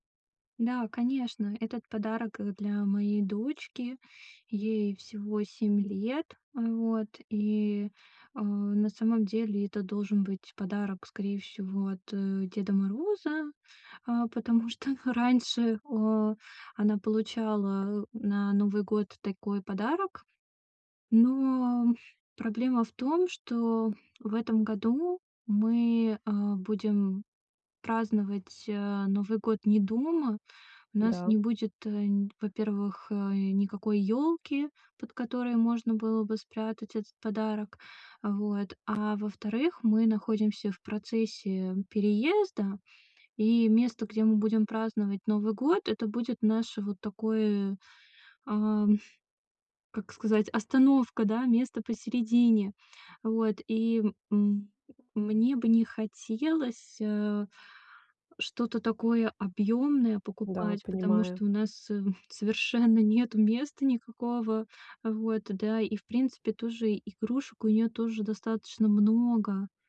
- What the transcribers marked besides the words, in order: other background noise
- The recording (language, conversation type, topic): Russian, advice, Как выбрать хороший подарок, если я не знаю, что купить?